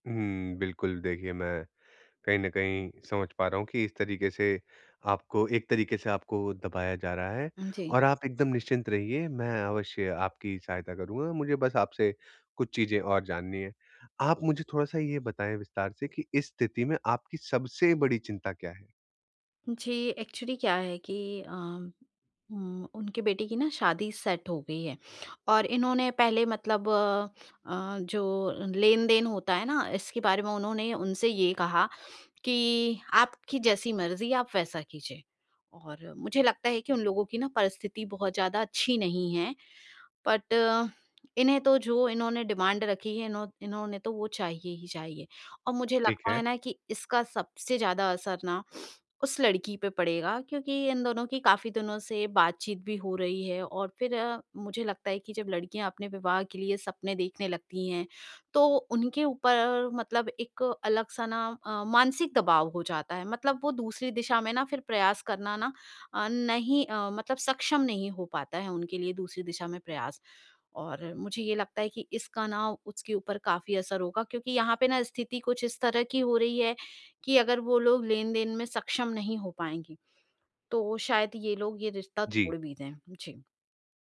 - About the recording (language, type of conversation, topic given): Hindi, advice, समूह में जब सबकी सोच अलग हो, तो मैं अपनी राय पर कैसे कायम रहूँ?
- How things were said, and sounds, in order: tapping; other background noise; in English: "एक्चुअली"; in English: "सेट"; in English: "बट"; in English: "डिमांड"